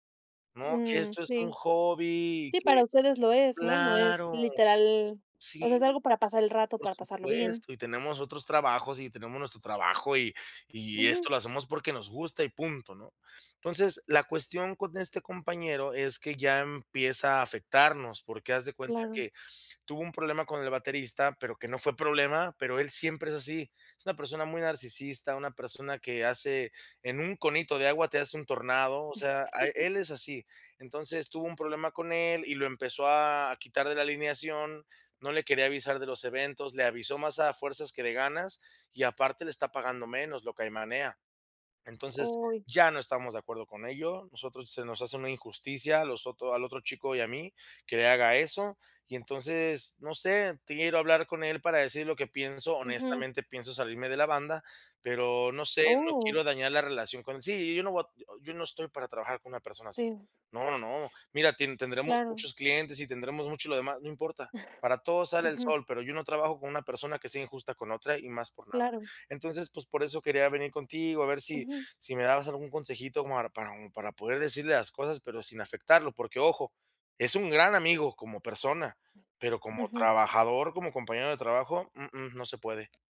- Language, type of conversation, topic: Spanish, advice, ¿Cómo puedo dar retroalimentación difícil a un colega sin poner en riesgo nuestra relación laboral?
- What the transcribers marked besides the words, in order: drawn out: "claro"; chuckle; unintelligible speech; chuckle